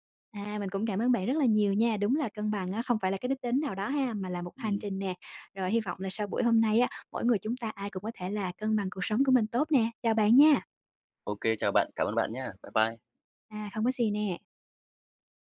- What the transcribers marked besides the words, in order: none
- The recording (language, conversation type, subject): Vietnamese, podcast, Bạn đánh giá cân bằng giữa công việc và cuộc sống như thế nào?
- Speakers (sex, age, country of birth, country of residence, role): female, 25-29, Vietnam, Vietnam, host; male, 35-39, Vietnam, Vietnam, guest